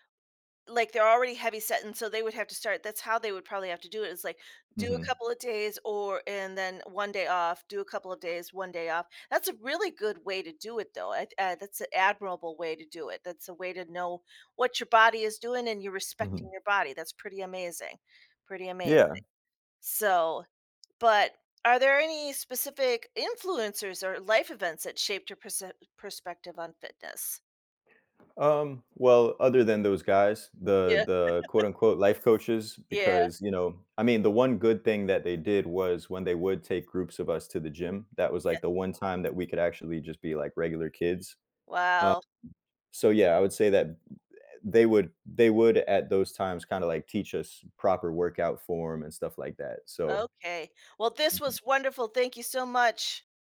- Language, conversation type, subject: English, podcast, How do personal goals and life experiences shape your commitment to staying healthy?
- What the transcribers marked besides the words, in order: other background noise; chuckle; tapping; alarm